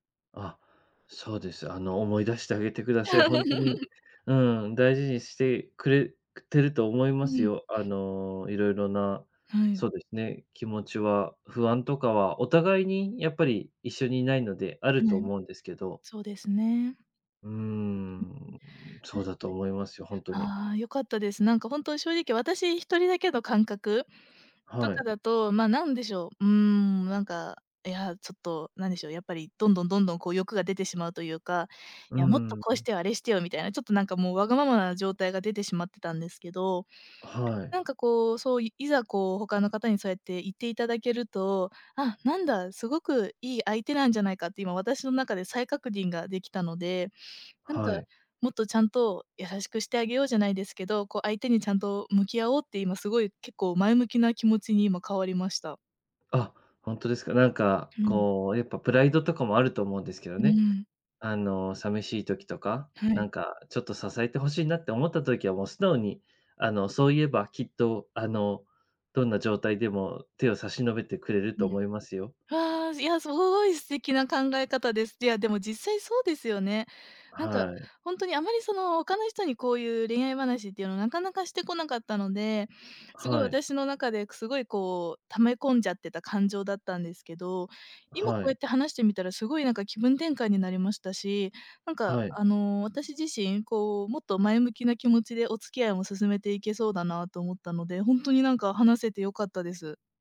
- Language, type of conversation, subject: Japanese, advice, 長距離恋愛で不安や孤独を感じるとき、どうすれば気持ちが楽になりますか？
- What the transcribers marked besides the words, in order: other background noise; laugh; unintelligible speech; tapping